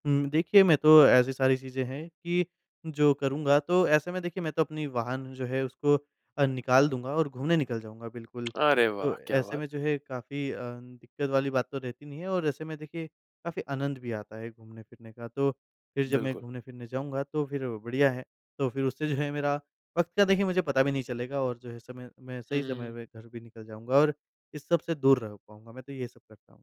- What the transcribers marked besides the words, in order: tapping
- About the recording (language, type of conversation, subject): Hindi, podcast, डिजिटल विकर्षण से निपटने के लिए आप कौन-कौन से उपाय अपनाते हैं?
- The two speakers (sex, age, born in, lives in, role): male, 25-29, India, India, guest; male, 25-29, India, India, host